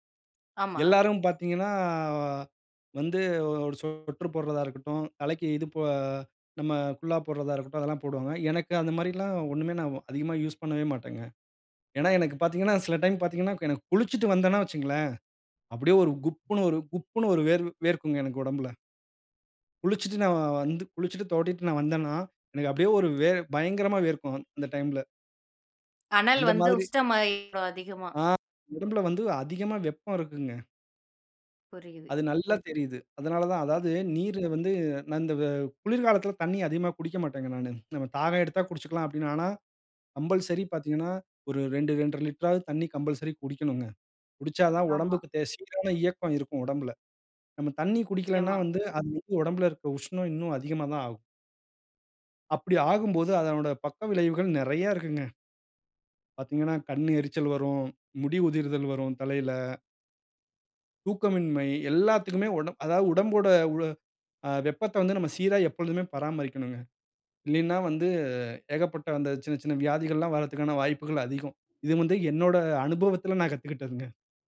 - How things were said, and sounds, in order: drawn out: "பார்த்தீங்கன்னா"; in English: "சொட்டரு"; "உஷ்ணமாயிரும்" said as "உஷ்டமாயிரும்"; unintelligible speech; in English: "கம்பல்சரி"; in English: "கம்பல்சரி"
- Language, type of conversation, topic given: Tamil, podcast, உங்கள் உடலுக்கு போதுமான அளவு நீர் கிடைக்கிறதா என்பதைக் எப்படி கவனிக்கிறீர்கள்?